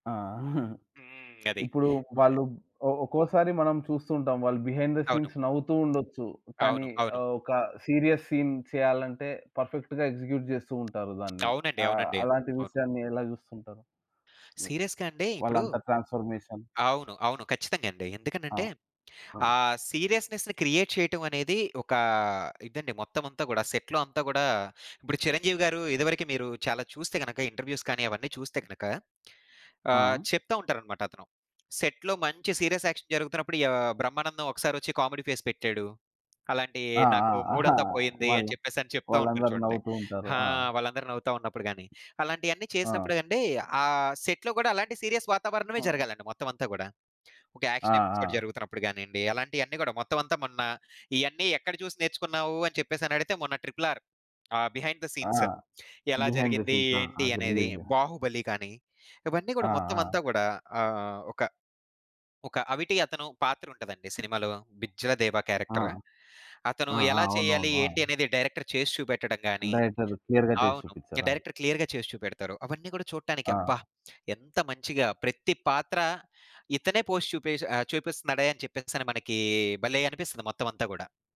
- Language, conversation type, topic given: Telugu, podcast, సెట్ వెనుక జరిగే కథలు మీకు ఆసక్తిగా ఉంటాయా?
- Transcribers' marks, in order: chuckle; in English: "బిహైండ్ థ సీన్స్"; in English: "సీరియస్ సీన్"; in English: "పర్ఫెక్ట్‌గా ఎగ్జిక్యూట్"; tapping; in English: "సీరియస్‌గా"; in English: "ట్రాన్స్ఫర్మేషన్?"; in English: "సీరియస్నెస్‌ని క్రియేట్"; in English: "సెట్‌లో"; in English: "ఇంటర్‌వ్యూ‌స్"; in English: "సెట్‌లో"; in English: "సీరియస్ యాక్షన్"; in English: "ఫేస్"; in English: "సెట్‌లో"; in English: "సీరియస్"; in English: "యాక్షన్ ఎపిసోడ్"; in English: "బిహైండ్ థ సీన్స్"; in English: "రిలీజ్"; in English: "బిహైండ్ థ సీన్స్"; other background noise; in English: "క్యారెక్టర్"; in English: "డైరెక్టర్"; in English: "డైరెక్టర్ క్లియర్‌గా"; in English: "డైరెక్టర్ క్లియర్‌గా"; in English: "పోస్ట్"